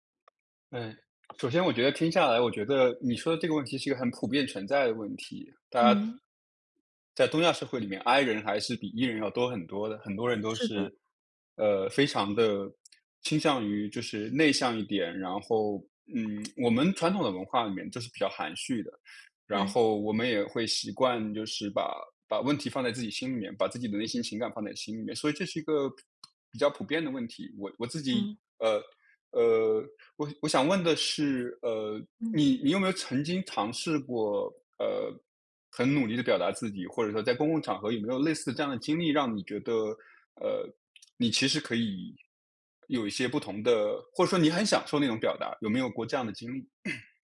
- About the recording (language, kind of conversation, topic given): Chinese, advice, 我想表达真实的自己，但担心被排斥，我该怎么办？
- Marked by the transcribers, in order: throat clearing